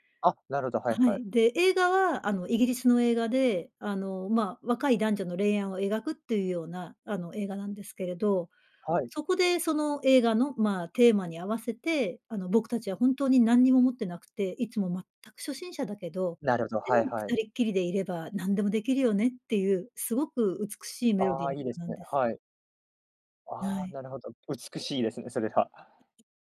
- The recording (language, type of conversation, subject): Japanese, podcast, 自分の人生を表すプレイリストはどんな感じですか？
- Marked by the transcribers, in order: none